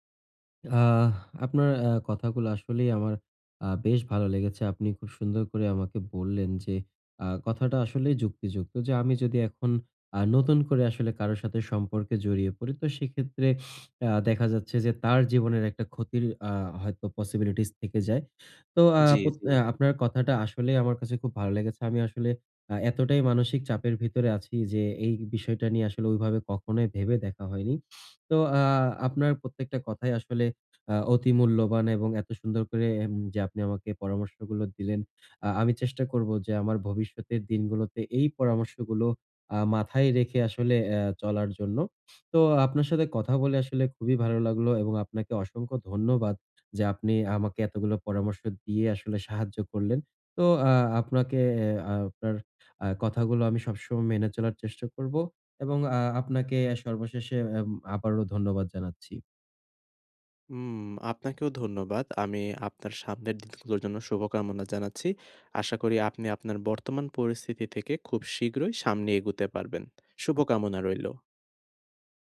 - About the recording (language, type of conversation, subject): Bengali, advice, ব্রেকআপের পরে আমি কীভাবে ধীরে ধীরে নিজের পরিচয় পুনর্গঠন করতে পারি?
- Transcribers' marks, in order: snort; snort; other background noise